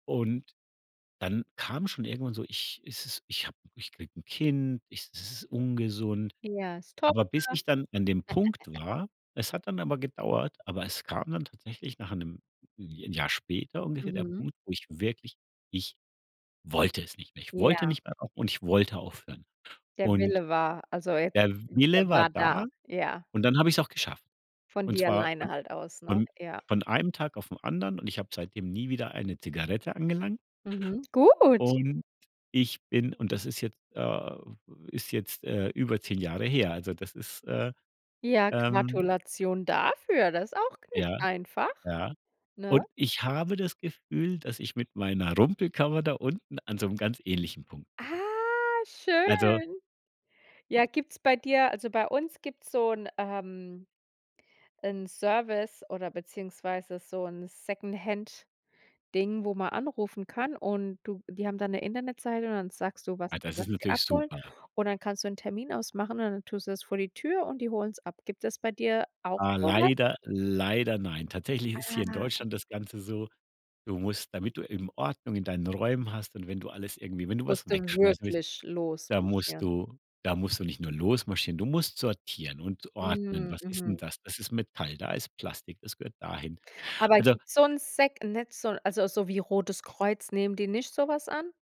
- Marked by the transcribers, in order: laugh; stressed: "wollte"; stressed: "Gut"; other background noise; joyful: "Ah, schön"; drawn out: "Ah"
- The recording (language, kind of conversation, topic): German, podcast, Welche Tipps hast du für mehr Ordnung in kleinen Räumen?